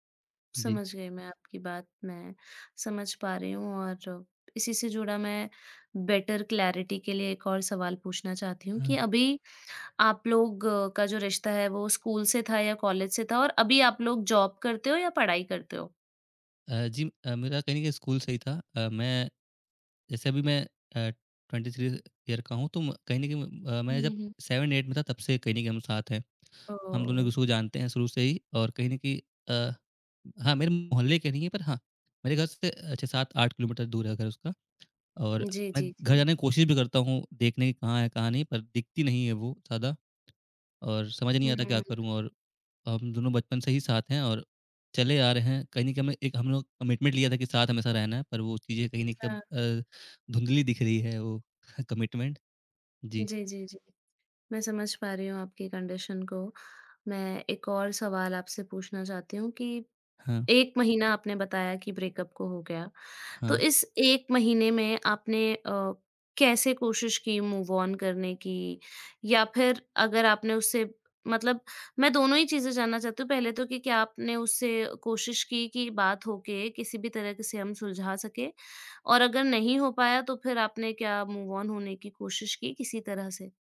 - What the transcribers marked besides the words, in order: in English: "बेटर क्लैरिटी"; in English: "जॉब"; in English: "ट्वेंटी थ्री ईयर"; tapping; in English: "कमिटमेंट"; in English: "कमिटमेंट"; in English: "कंडीशन"; in English: "ब्रेकअप"; in English: "मूव ऑन"; in English: "मूव ऑन"
- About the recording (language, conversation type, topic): Hindi, advice, रिश्ता टूटने के बाद मुझे जीवन का उद्देश्य समझ में क्यों नहीं आ रहा है?